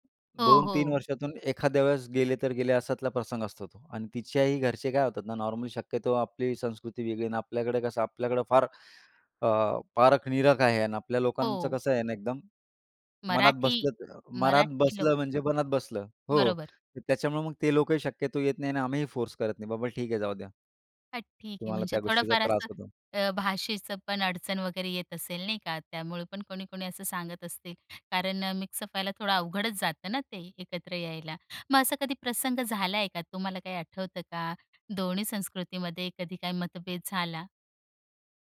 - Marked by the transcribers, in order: other background noise; "अश्यातला" said as "असा त्याला"; tapping
- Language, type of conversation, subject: Marathi, podcast, तुमच्या घरात वेगवेगळ्या संस्कृती एकमेकांत कशा मिसळतात?